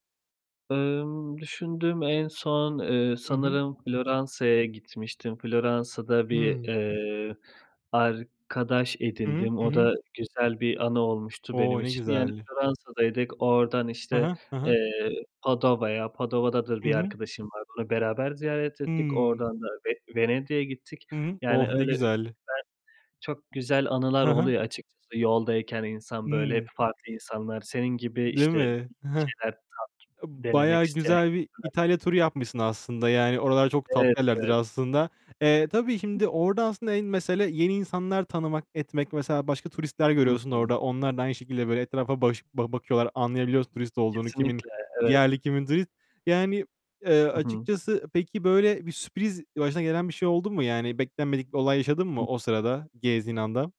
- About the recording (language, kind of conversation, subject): Turkish, unstructured, Yolculuklarda sizi en çok ne şaşırtır?
- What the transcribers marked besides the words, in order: static; other background noise; tapping; distorted speech; unintelligible speech